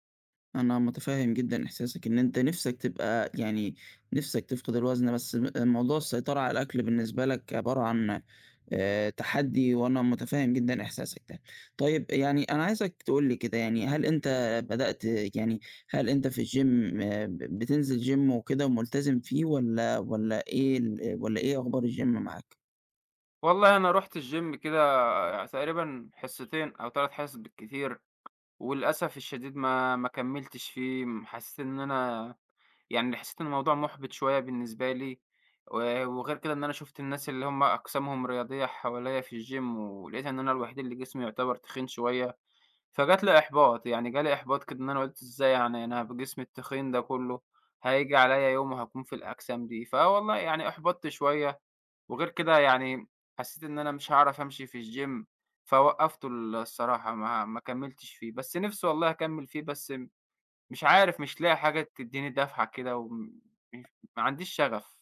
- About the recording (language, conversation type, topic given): Arabic, advice, إزاي أوازن بين تمرين بناء العضلات وخسارة الوزن؟
- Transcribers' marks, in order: in English: "الgym"; in English: "gym"; in English: "الgym"; in English: "الgym"; horn; tapping; in English: "الgym"; in English: "الgym"; other noise